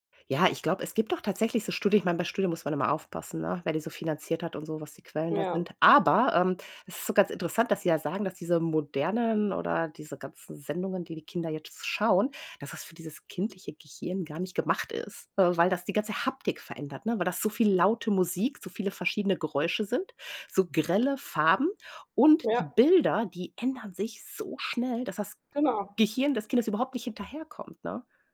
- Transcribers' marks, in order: stressed: "aber"; stressed: "so"; tapping
- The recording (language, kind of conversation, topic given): German, podcast, Welches Abenteuer wirst du nie vergessen?